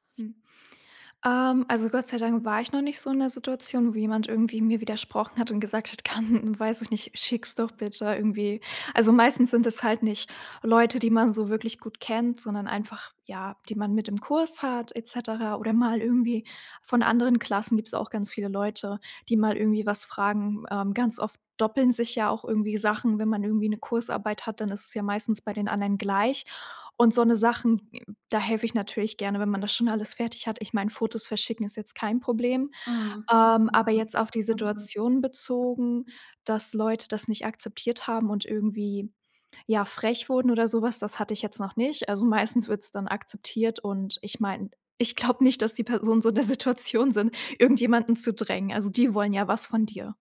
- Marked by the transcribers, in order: other noise; background speech; laughing while speaking: "ich glaube nicht, dass die … irgendjemanden zu drängen"
- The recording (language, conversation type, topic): German, podcast, Wie gibst du Unterstützung, ohne dich selbst aufzuopfern?